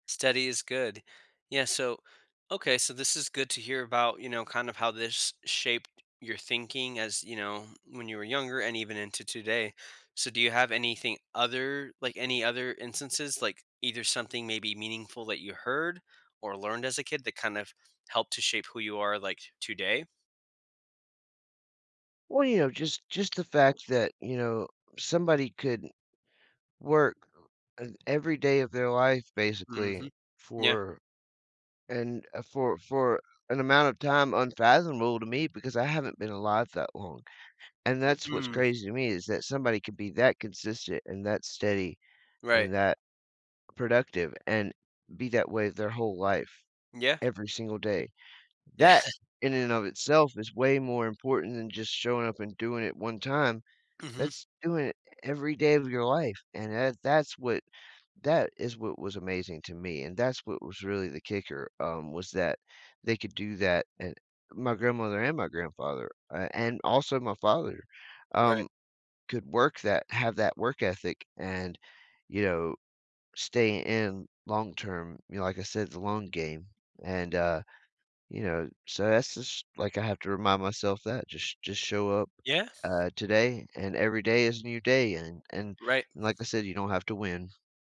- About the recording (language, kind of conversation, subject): English, podcast, How have your childhood experiences shaped who you are today?
- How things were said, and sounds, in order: other noise; other background noise; laughing while speaking: "Yeah"